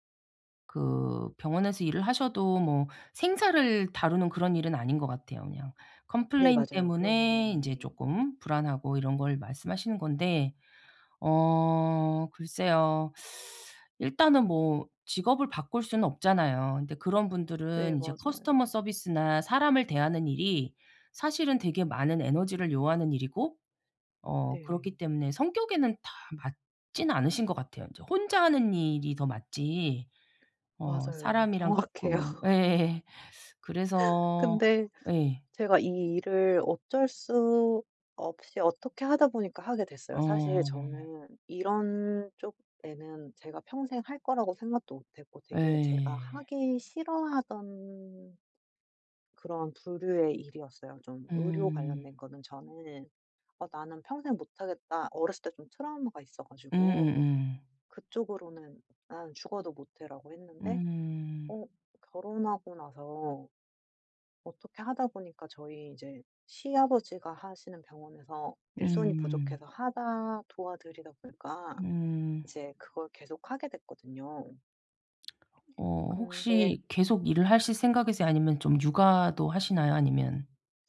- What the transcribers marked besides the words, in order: teeth sucking; in English: "커스터머 서비스나"; other background noise; laughing while speaking: "정확해요"; laughing while speaking: "예"
- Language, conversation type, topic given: Korean, advice, 복잡한 일을 앞두고 불안감과 자기의심을 어떻게 줄일 수 있을까요?